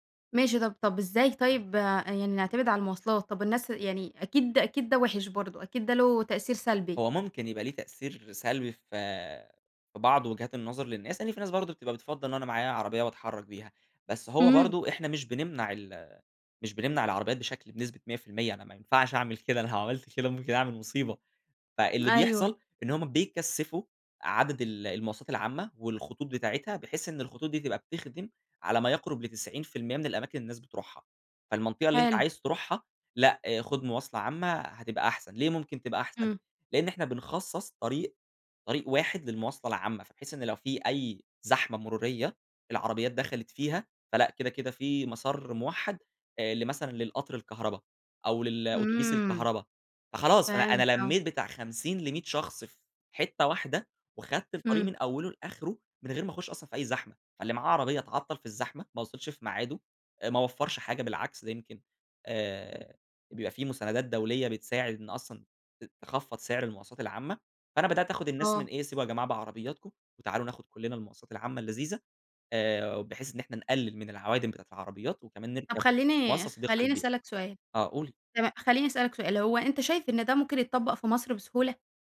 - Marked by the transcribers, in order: none
- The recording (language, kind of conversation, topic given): Arabic, podcast, إزاي نخلي المدن عندنا أكتر خضرة من وجهة نظرك؟